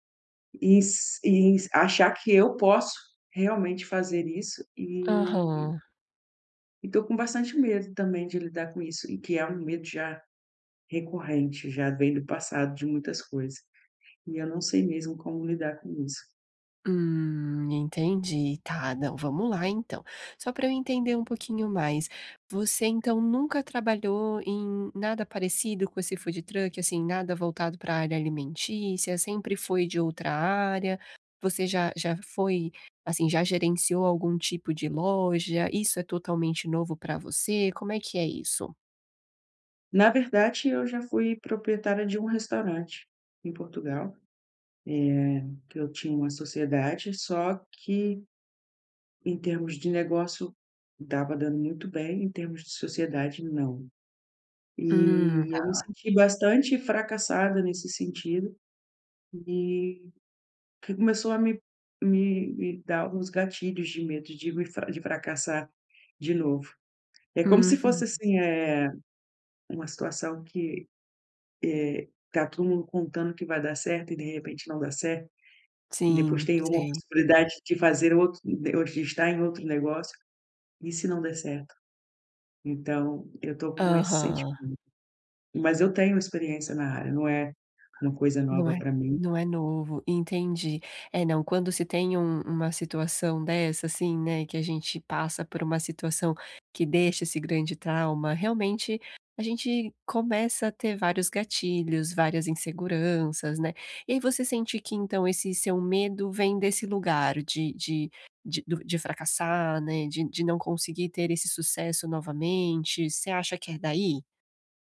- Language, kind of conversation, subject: Portuguese, advice, Como posso lidar com o medo e a incerteza durante uma transição?
- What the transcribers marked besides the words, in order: tapping; in English: "food truck"